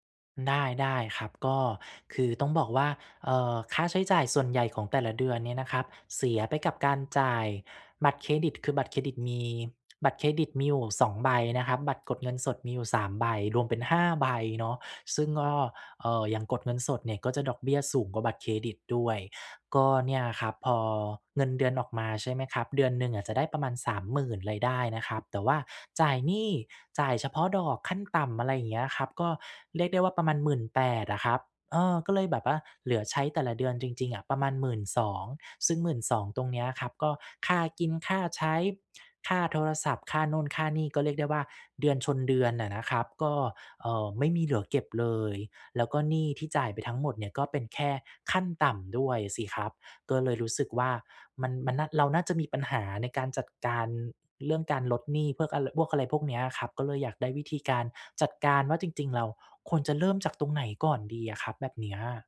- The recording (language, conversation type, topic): Thai, advice, ฉันควรจัดงบรายเดือนอย่างไรเพื่อให้ลดหนี้ได้อย่างต่อเนื่อง?
- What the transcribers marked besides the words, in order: none